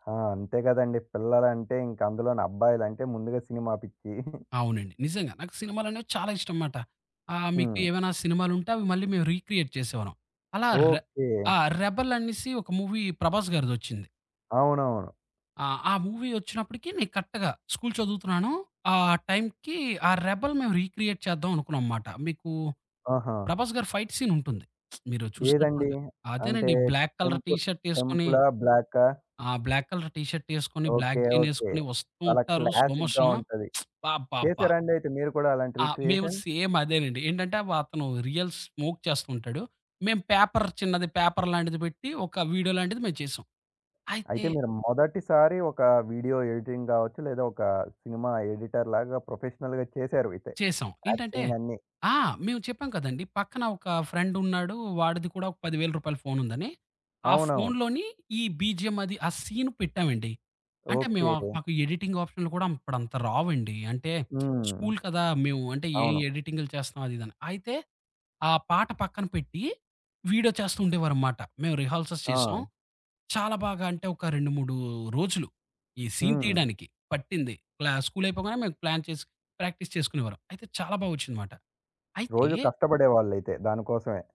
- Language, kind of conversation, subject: Telugu, podcast, మీ తొలి స్మార్ట్‌ఫోన్ మీ జీవితాన్ని ఎలా మార్చింది?
- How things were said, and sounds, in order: chuckle; in English: "రీక్రియేట్"; in English: "మూవీ"; in English: "రీక్రియేట్"; in English: "ఫైట్"; lip smack; in English: "టెంపుల్"; in English: "బ్లాక్ కలర్"; in English: "బ్లాక్ కలర్"; in English: "బ్లాక్"; in English: "క్లాసిక్‌గా"; in English: "స్లో"; lip smack; in English: "రిక్రియేషన్?"; in English: "సేమ్"; in English: "రియల్ స్మోక్"; in English: "పేపర్"; in English: "పేపర్"; in English: "ఎడిటింగ్"; in English: "ఎడిటర్"; in English: "ప్రొఫెషనల్‌గా"; in English: "యాక్టింగ్"; in English: "బీజీఎం"; in English: "సీన్"; in English: "ఎడిటింగ్"; lip smack; in English: "సీన్"; in English: "ప్లాన్"; in English: "ప్రాక్టీస్"; tapping